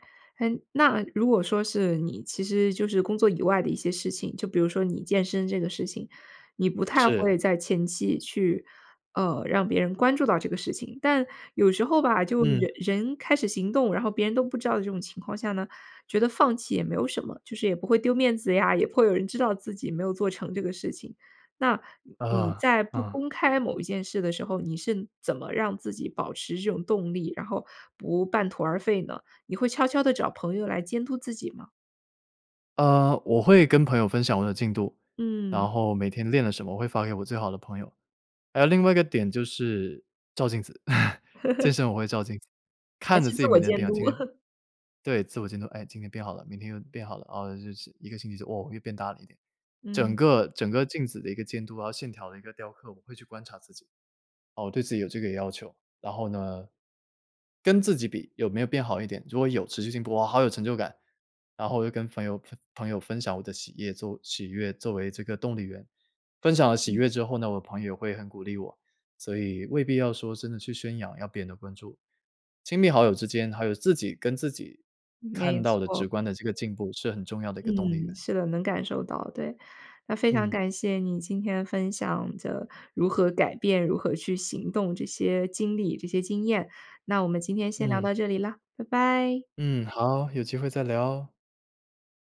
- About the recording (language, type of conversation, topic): Chinese, podcast, 怎样用行动证明自己的改变？
- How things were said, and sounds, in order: laugh; chuckle; laugh